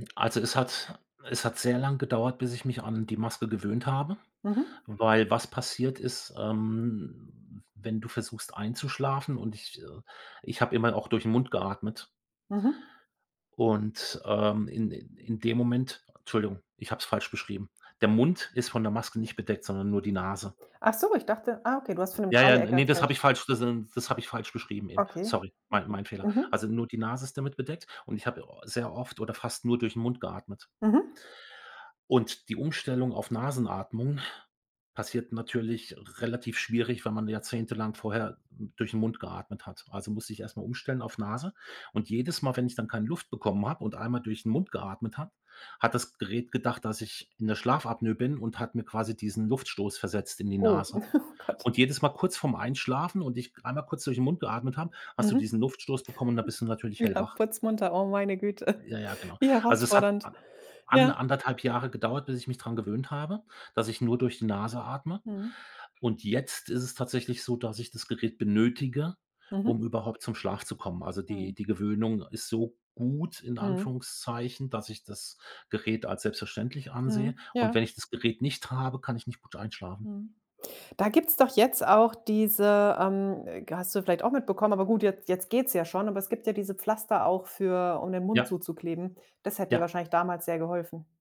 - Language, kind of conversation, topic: German, podcast, Wie gehst du mit andauernder Müdigkeit um?
- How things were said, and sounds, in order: drawn out: "ähm"; chuckle; chuckle; other background noise; snort